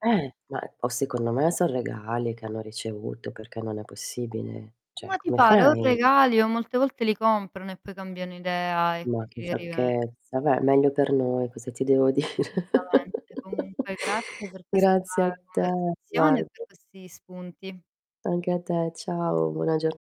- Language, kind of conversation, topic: Italian, unstructured, Qual è il tuo outfit ideale per sentirti a tuo agio durante il giorno?
- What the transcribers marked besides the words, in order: distorted speech; "Assolutamente" said as "solutamente"; laughing while speaking: "dire?"; chuckle; unintelligible speech